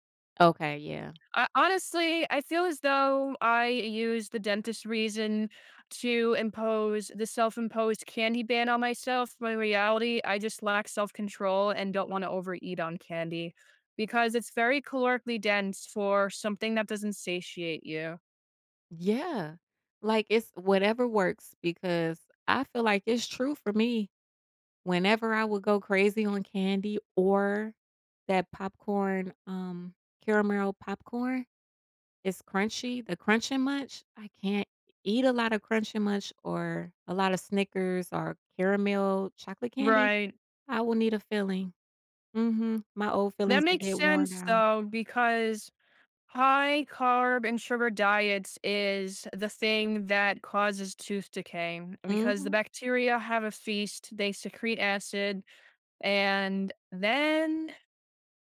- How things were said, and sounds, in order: none
- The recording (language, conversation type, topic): English, unstructured, How do I balance tasty food and health, which small trade-offs matter?